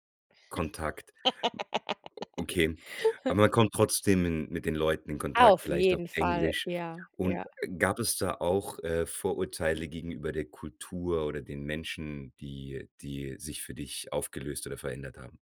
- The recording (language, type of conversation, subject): German, podcast, Welche Begegnung im Ausland hat dich dazu gebracht, deine Vorurteile zu überdenken?
- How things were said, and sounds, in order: laugh; other background noise